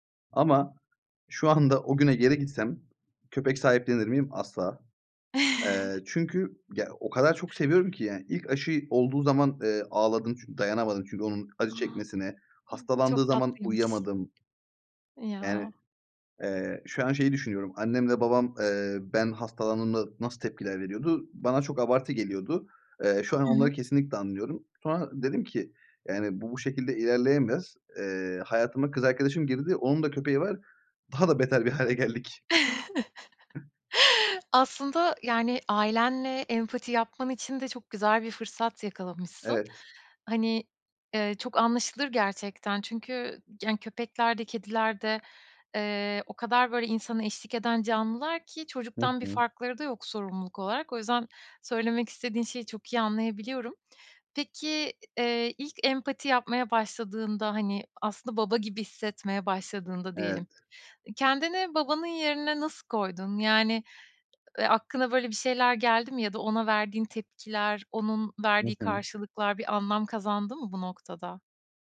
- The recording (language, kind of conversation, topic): Turkish, podcast, Çocuk sahibi olmaya hazır olup olmadığını nasıl anlarsın?
- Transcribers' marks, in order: chuckle; other background noise; laughing while speaking: "bir hâle geldik"; chuckle; unintelligible speech